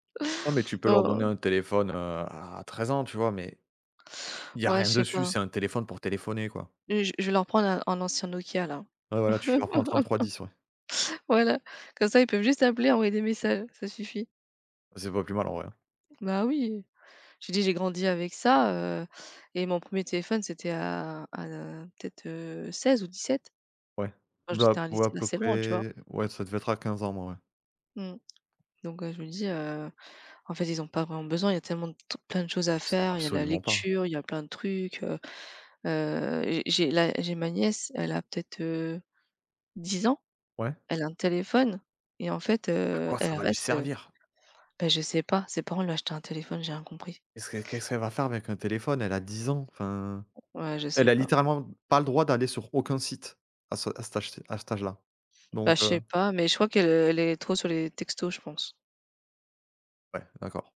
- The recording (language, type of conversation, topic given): French, unstructured, Comment les réseaux sociaux influencent-ils vos interactions quotidiennes ?
- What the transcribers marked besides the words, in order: laugh; other background noise; tapping